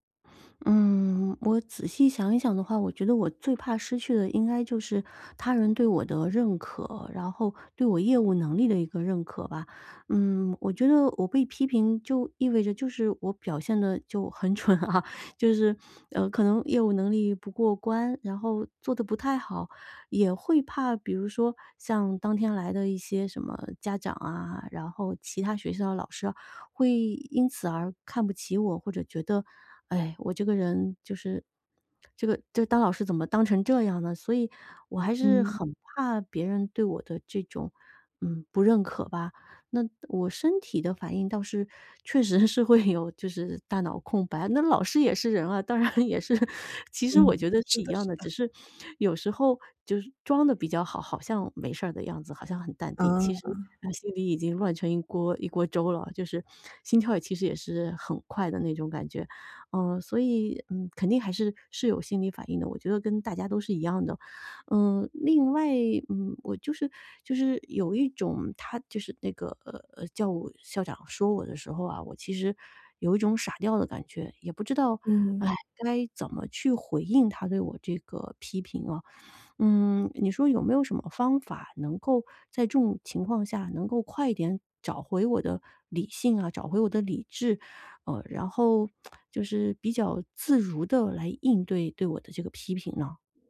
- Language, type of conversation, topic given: Chinese, advice, 被批评时我如何保持自信？
- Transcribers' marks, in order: laughing while speaking: "很蠢啊"; laughing while speaking: "确实是会有"; laughing while speaking: "当然也是"; lip smack